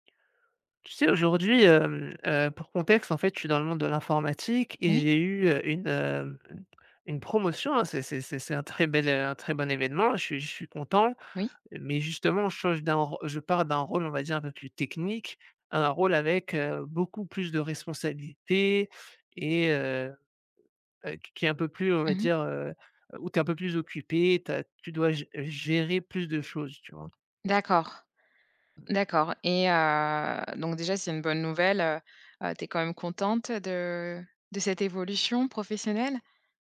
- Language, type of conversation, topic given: French, advice, Comment décririez-vous un changement majeur de rôle ou de responsabilités au travail ?
- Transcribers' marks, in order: tapping